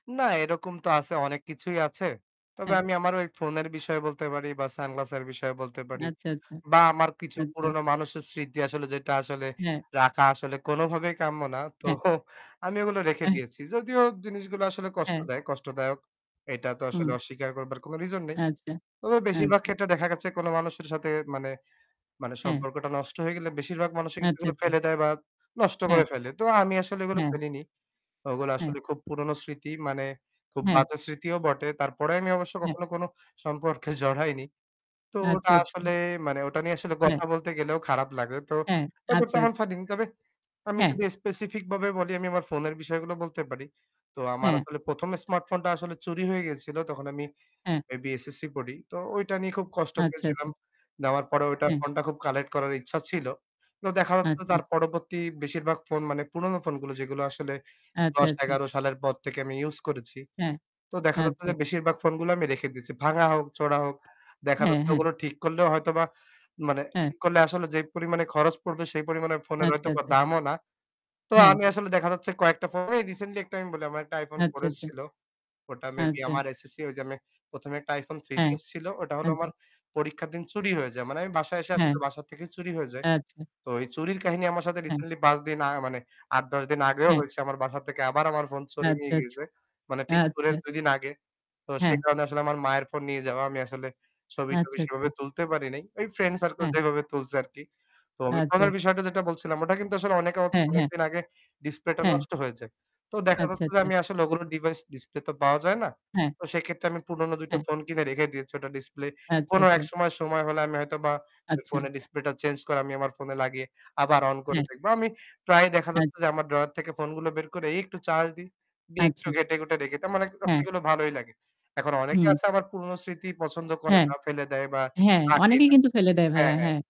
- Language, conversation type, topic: Bengali, unstructured, তুমি কি এখনো কোনো পুরোনো জিনিস সংরক্ষণ করে রেখেছ?
- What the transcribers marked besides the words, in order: other background noise; laughing while speaking: "তো"; "বেশিরভাগ" said as "বেশিরবাগ"; "ভাবে" said as "বাবে"; "বেশিরভাগ" said as "বেশিরবাগ"; distorted speech; static; "আচ্ছা" said as "আচ্চা"; unintelligible speech; unintelligible speech